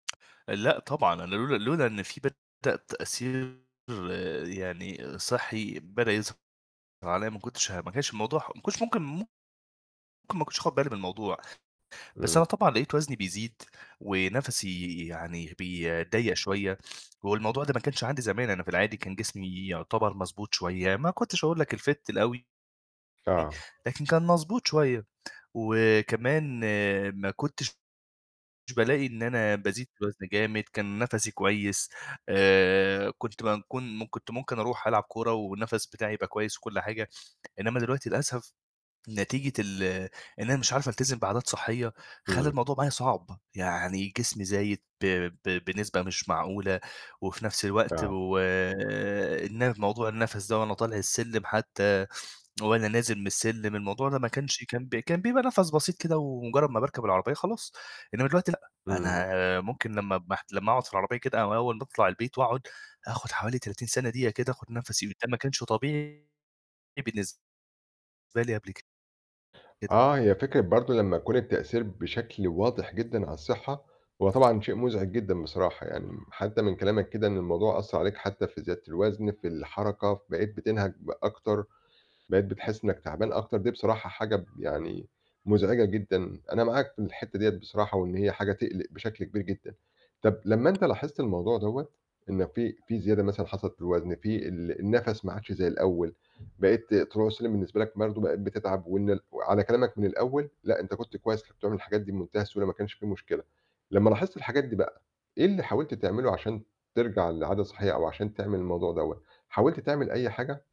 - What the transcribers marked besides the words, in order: tapping; distorted speech; in English: "الfit"; other background noise
- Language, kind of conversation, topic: Arabic, advice, إزاي أقدر أخلّي العادات الصحية جزء من يومي المزدحم؟